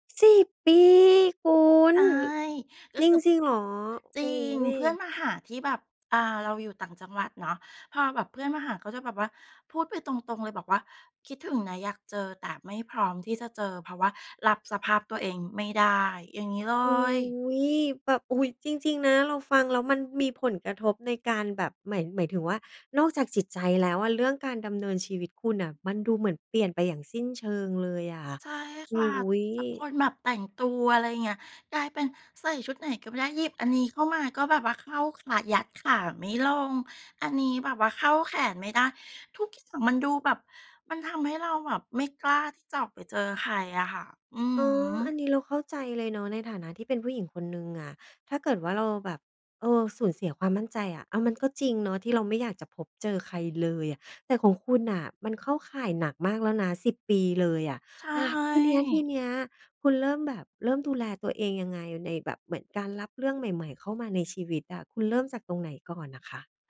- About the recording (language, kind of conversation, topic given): Thai, podcast, คุณเริ่มต้นจากตรงไหนเมื่อจะสอนตัวเองเรื่องใหม่ๆ?
- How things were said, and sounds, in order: stressed: "สิบ"; drawn out: "อุ๊ย"